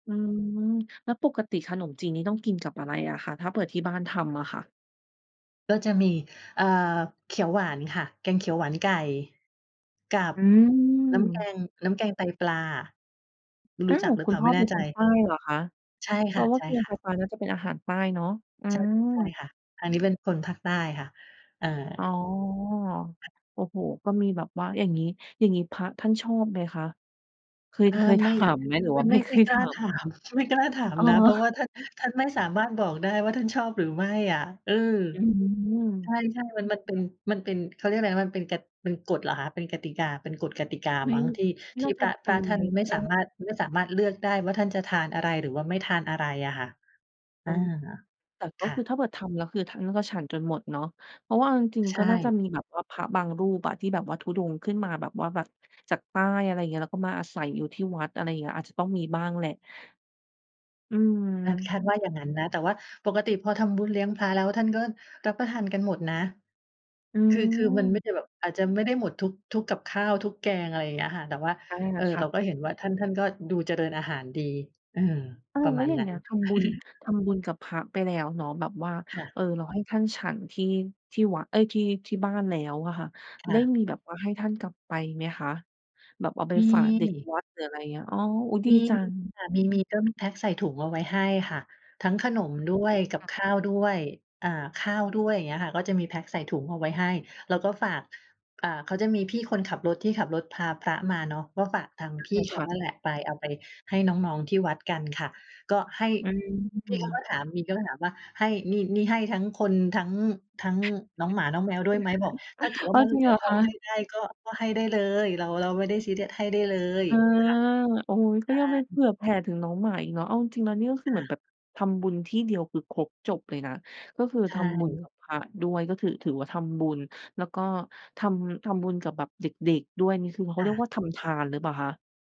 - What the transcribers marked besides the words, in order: other background noise; laughing while speaking: "หรือว่าไม่เคยถาม ?"; chuckle; laughing while speaking: "ถาม ไม่กล้าถามนะ"; chuckle; laughing while speaking: "อ๋อ"; chuckle; chuckle
- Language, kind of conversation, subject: Thai, podcast, คุณเคยทำบุญด้วยการถวายอาหาร หรือร่วมงานบุญที่มีการจัดสำรับอาหารบ้างไหม?